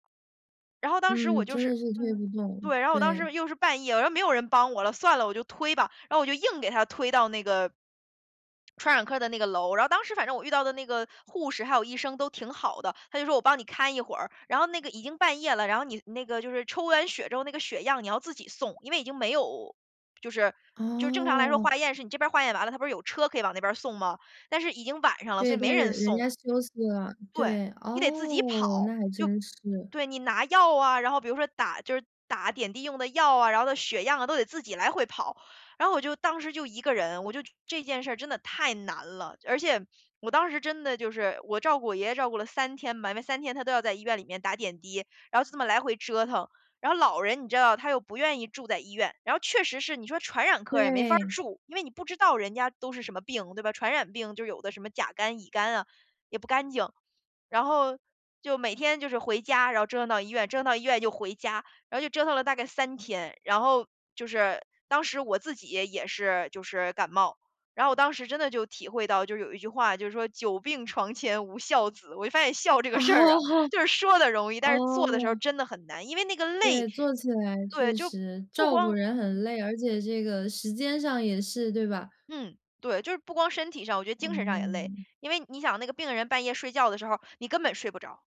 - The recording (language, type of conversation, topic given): Chinese, podcast, 你如何平衡照顾父母与照顾自己？
- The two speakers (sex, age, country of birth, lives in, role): female, 20-24, China, Sweden, host; female, 20-24, China, United States, guest
- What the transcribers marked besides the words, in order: other background noise; "嘛" said as "门"; laughing while speaking: "久病床前无孝子，我就发现孝这个事儿啊"; laughing while speaking: "哦 哦"